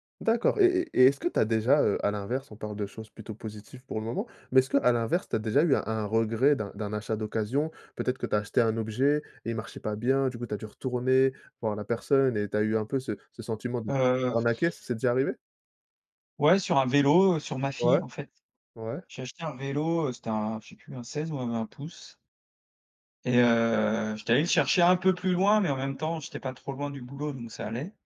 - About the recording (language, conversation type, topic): French, podcast, Préfères-tu acheter neuf ou d’occasion, et pourquoi ?
- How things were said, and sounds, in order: tapping; blowing